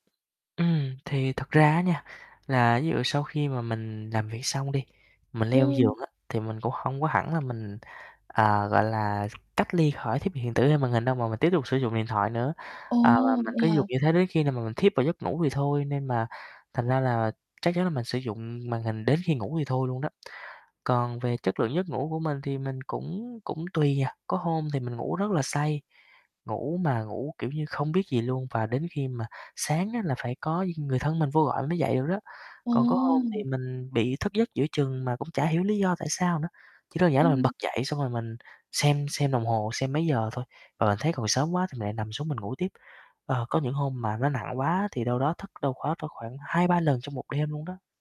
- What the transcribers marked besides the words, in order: distorted speech; static; other background noise
- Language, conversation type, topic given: Vietnamese, advice, Làm sao để tôi có thể hạn chế thời gian dùng màn hình trước khi đi ngủ?